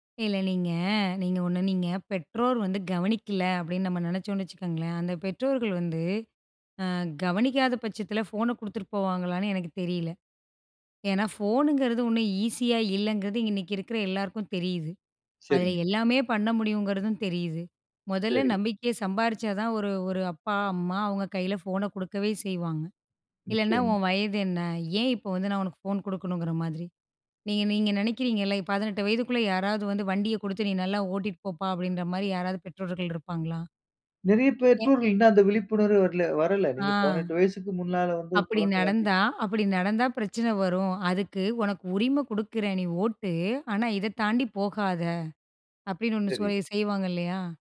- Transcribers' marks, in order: none
- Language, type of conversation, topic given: Tamil, podcast, குழந்தைகள் ஆன்லைனில் இருக்கும் போது பெற்றோர் என்னென்ன விஷயங்களை கவனிக்க வேண்டும்?